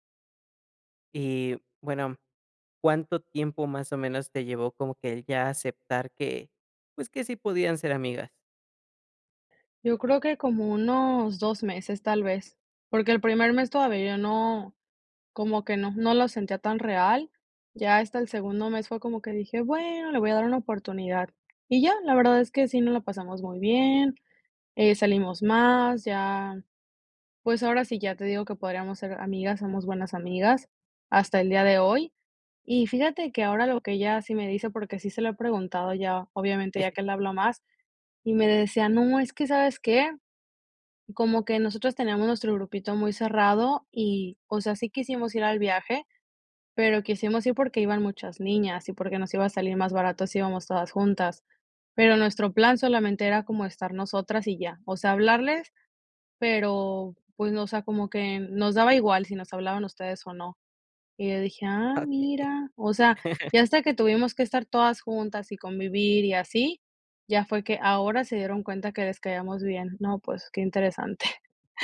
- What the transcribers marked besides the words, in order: tapping; unintelligible speech; chuckle; chuckle
- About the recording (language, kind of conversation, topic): Spanish, podcast, ¿Qué amistad empezó de forma casual y sigue siendo clave hoy?